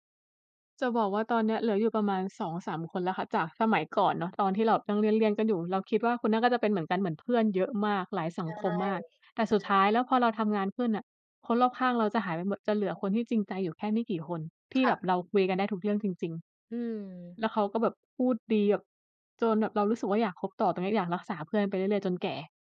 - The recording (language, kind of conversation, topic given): Thai, unstructured, เพื่อนที่ดีที่สุดของคุณเป็นคนแบบไหน?
- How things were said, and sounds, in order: "แบบ" said as "หยับ"